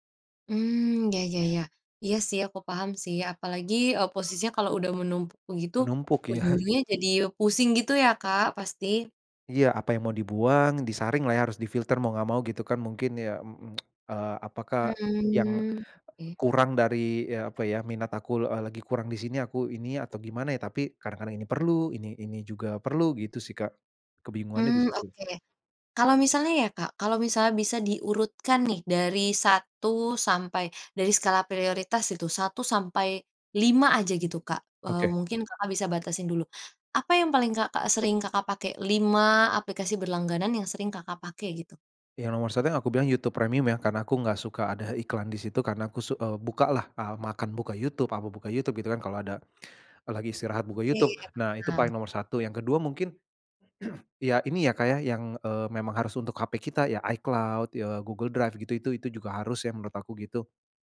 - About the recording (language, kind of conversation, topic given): Indonesian, advice, Bagaimana cara menentukan apakah saya perlu menghentikan langganan berulang yang menumpuk tanpa disadari?
- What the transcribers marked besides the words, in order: other background noise; chuckle; tongue click; "aku" said as "akul"; throat clearing